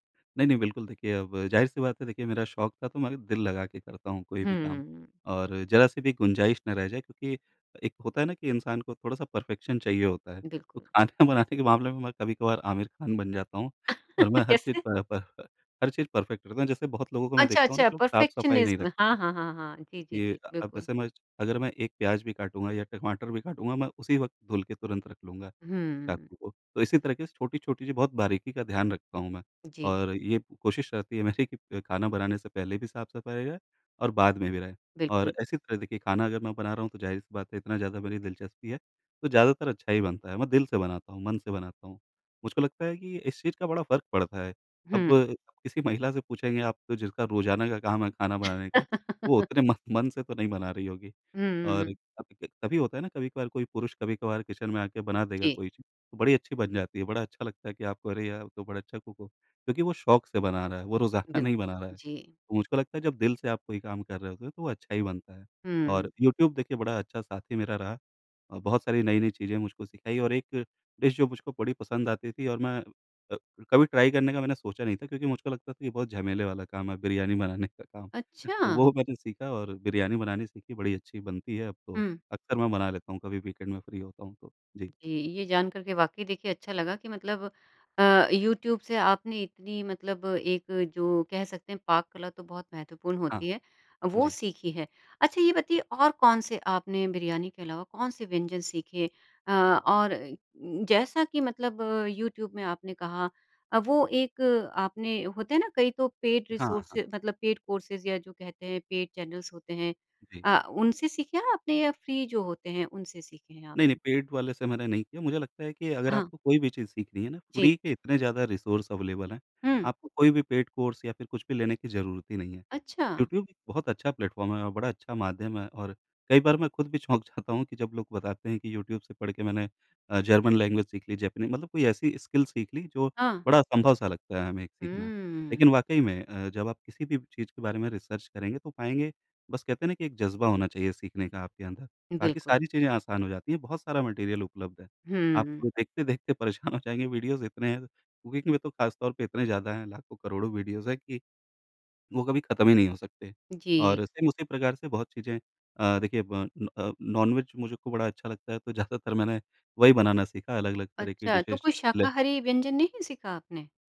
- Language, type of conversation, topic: Hindi, podcast, ऑनलाइन संसाधन पुराने शौक को फिर से अपनाने में कितने मददगार होते हैं?
- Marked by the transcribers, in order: in English: "परफेक्शन"; laughing while speaking: "तो खाना बनाने के मामले में मैं"; laugh; in English: "परफेक्ट"; in English: "परफेक्शनिज़्म"; laughing while speaking: "उतने म मन से तो नहीं बना रही होगी"; laugh; in English: "किचन"; in English: "कुक"; laughing while speaking: "रोज़ाना"; in English: "ट्राई"; in English: "वीकेंड"; in English: "फ्री"; in English: "पेड रिसोर्सेज़"; in English: "पेड कोर्सेज़"; in English: "पेड चैनल्स"; in English: "फ्री"; in English: "पेड"; in English: "फ्री"; in English: "रिसोर्स अवेलेबल"; in English: "पेड कोर्स"; in English: "प्लेटफॉर्म"; laughing while speaking: "ख़ुद भी चौंक जाता हूँ"; in English: "लैंग्वेज"; in English: "स्किल"; in English: "रिसर्च"; in English: "मटीरियल"; in English: "वीडियोज़"; in English: "कुकिंग"; in English: "वीडियोज़"; in English: "सेम"; in English: "नॉनवेज"; laughing while speaking: "ज़्यादातर"; in English: "डिशेज़"